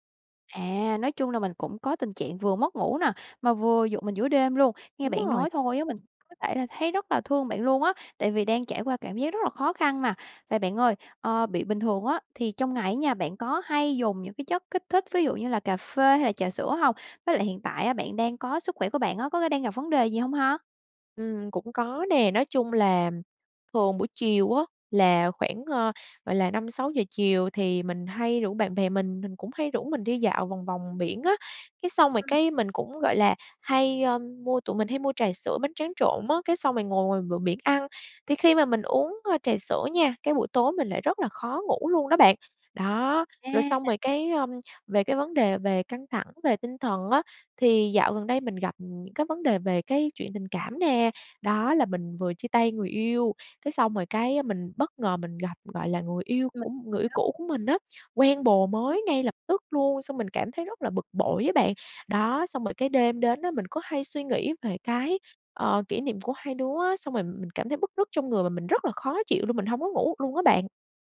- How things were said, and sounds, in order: tapping; other background noise
- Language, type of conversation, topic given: Vietnamese, advice, Ngủ trưa quá lâu có khiến bạn khó ngủ vào ban đêm không?